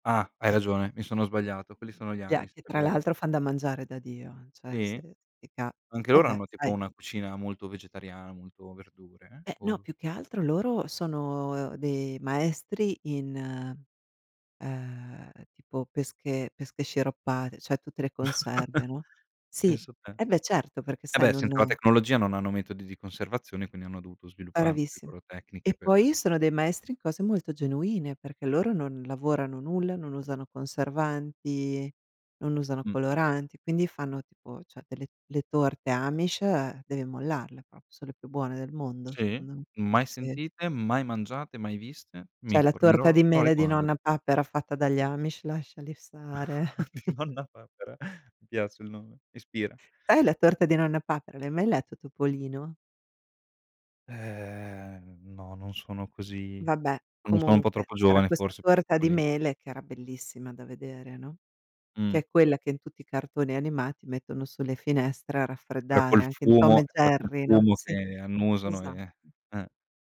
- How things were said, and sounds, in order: tapping; other background noise; "Vabbè" said as "abbè"; drawn out: "sono"; "cioè" said as "ceh"; laugh; "cioè" said as "ceh"; chuckle; laughing while speaking: "Nonna papera"; chuckle; drawn out: "Ehm"; unintelligible speech
- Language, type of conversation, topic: Italian, unstructured, In che modo la religione può unire o dividere le persone?